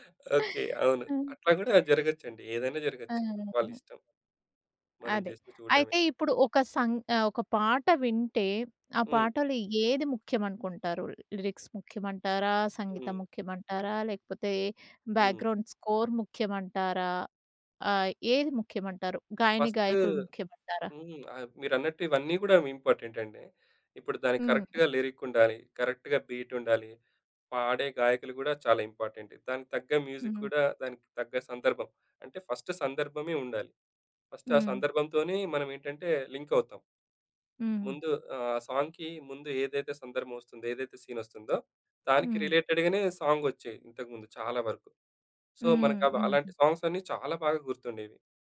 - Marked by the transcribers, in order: other background noise; in English: "లిరిక్స్"; in English: "బ్యాక్‌గ్రౌండ్ స్కోర్"; in English: "కరెక్ట్‌గా"; in English: "కరెక్ట్‌గా బీట్"; in English: "మ్యూజిక్"; in English: "ఫస్ట్"; in English: "సాంగ్‌కి"; in English: "రిలేటెడ్‌గనే"; in English: "సో"; in English: "సాంగ్స్"
- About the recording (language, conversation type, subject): Telugu, podcast, సంగీతానికి మీ తొలి జ్ఞాపకం ఏమిటి?